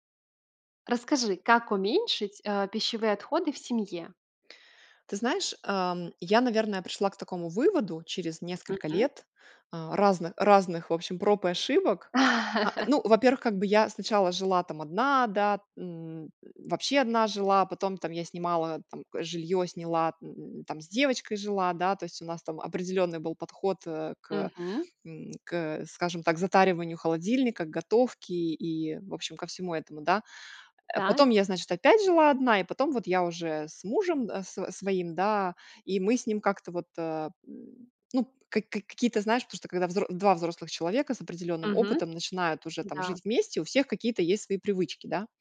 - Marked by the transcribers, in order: laugh
- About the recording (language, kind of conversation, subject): Russian, podcast, Как уменьшить пищевые отходы в семье?